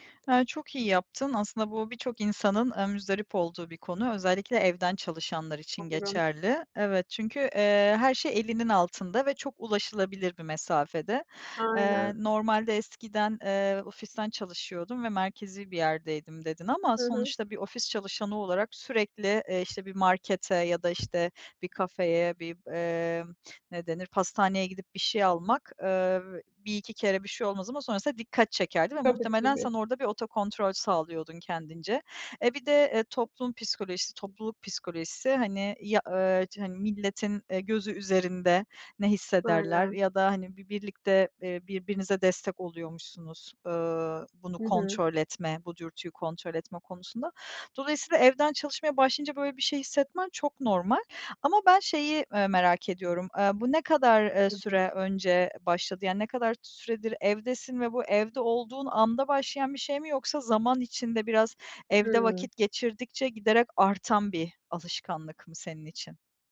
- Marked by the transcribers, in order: "muzdarip" said as "müzdarip"; other background noise; other noise; unintelligible speech
- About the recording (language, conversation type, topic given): Turkish, advice, Günlük yaşamımda atıştırma dürtülerimi nasıl daha iyi kontrol edebilirim?